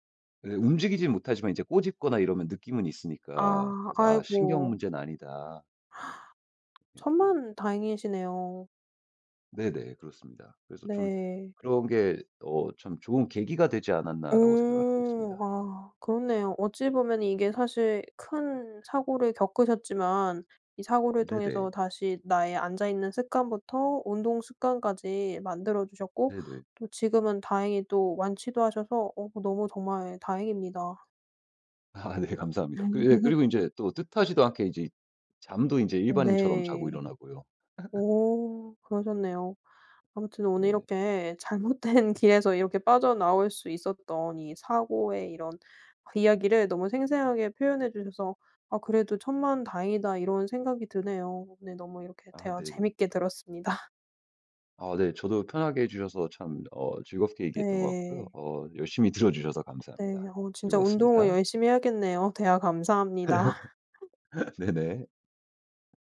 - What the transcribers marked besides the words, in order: gasp; tapping; laughing while speaking: "아"; laugh; laugh; laughing while speaking: "잘못된"; laughing while speaking: "들어 주셔서"; laugh
- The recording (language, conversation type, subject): Korean, podcast, 잘못된 길에서 벗어나기 위해 처음으로 어떤 구체적인 행동을 하셨나요?